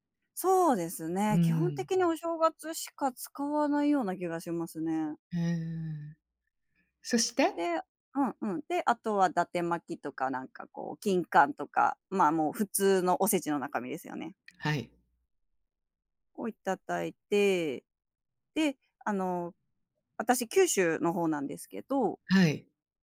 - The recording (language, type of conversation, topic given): Japanese, podcast, 季節ごとに、ご家庭ではどのような行事を行っていますか？
- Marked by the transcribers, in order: none